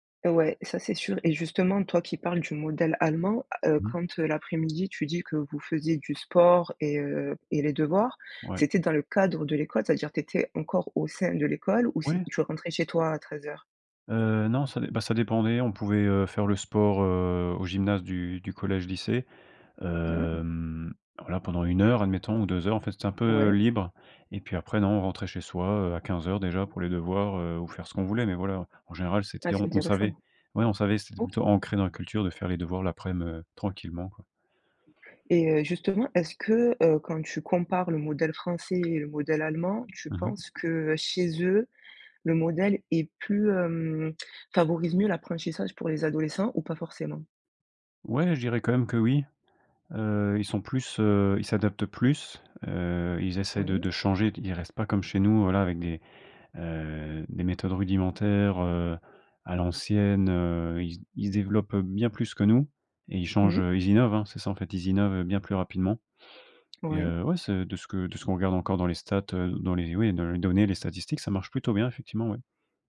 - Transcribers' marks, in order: drawn out: "hem"; other background noise; tapping
- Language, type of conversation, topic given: French, podcast, Quel conseil donnerais-tu à un ado qui veut mieux apprendre ?